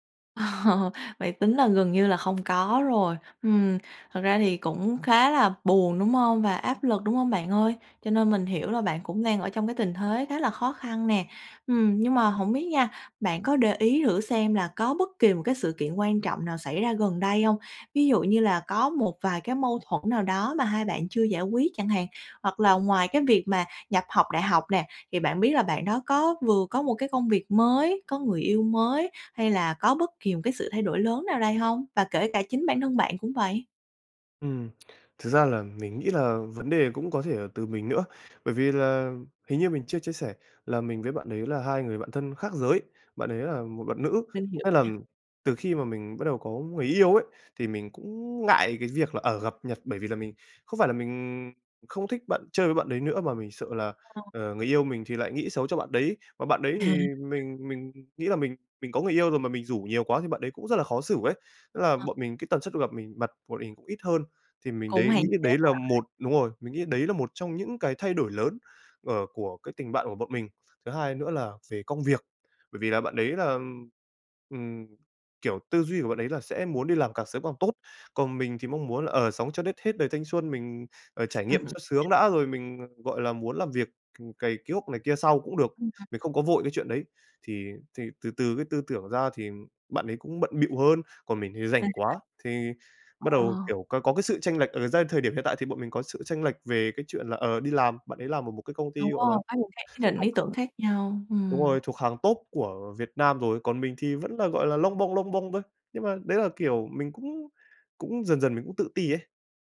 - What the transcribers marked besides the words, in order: laughing while speaking: "Ờ"; laughing while speaking: "À!"; tapping; "đến" said as "đết"; wind; unintelligible speech; unintelligible speech
- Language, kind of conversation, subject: Vietnamese, advice, Vì sao tôi cảm thấy bị bỏ rơi khi bạn thân dần xa lánh?